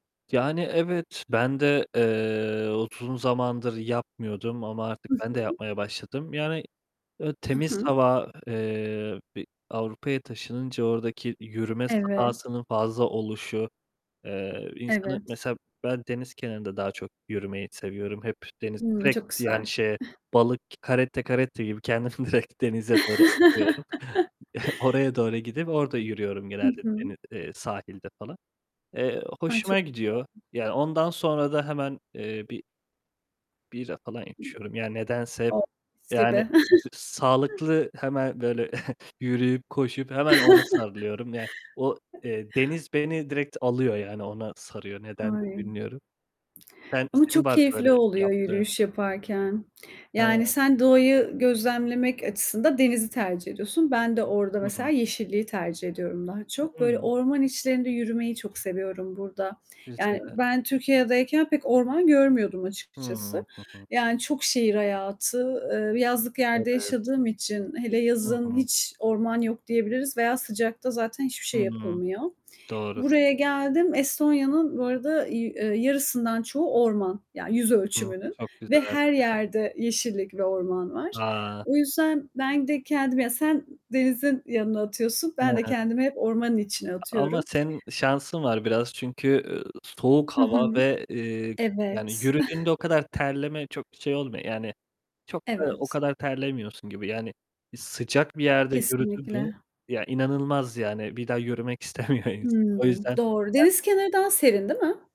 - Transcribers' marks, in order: "uzun" said as "utun"; distorted speech; static; giggle; laughing while speaking: "direkt"; chuckle; giggle; tapping; unintelligible speech; other background noise; chuckle; giggle; chuckle; giggle; laughing while speaking: "istemiyor"
- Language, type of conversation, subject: Turkish, unstructured, Düzenli yürüyüş yapmak hayatınıza ne gibi katkılar sağlar?